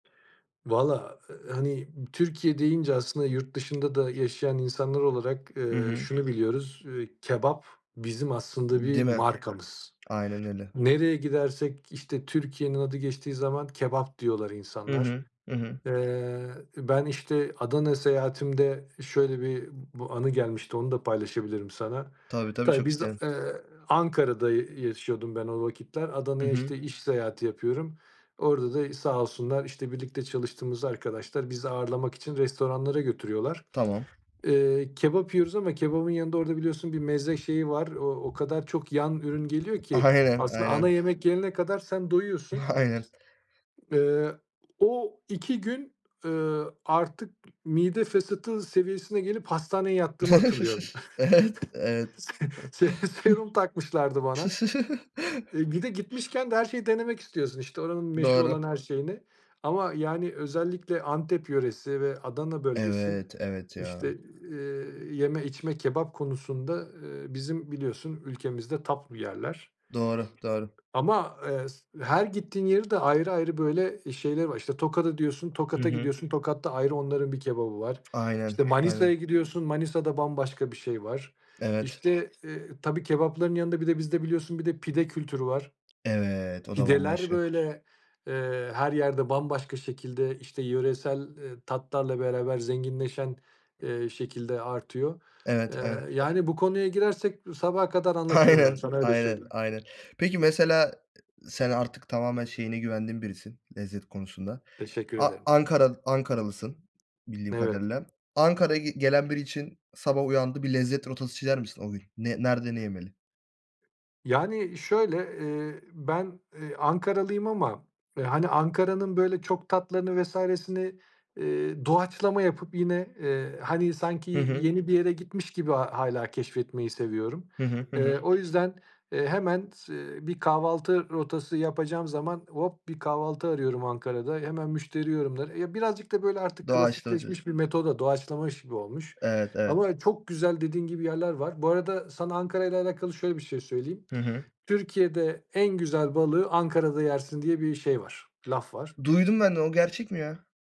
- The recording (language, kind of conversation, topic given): Turkish, podcast, Yerel yemeklerle ilgili unutamadığın bir anın var mı?
- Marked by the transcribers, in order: other noise; tapping; other background noise; chuckle; laughing while speaking: "Se se serum"; laughing while speaking: "Evet"; chuckle; in English: "top"; laughing while speaking: "Aynen"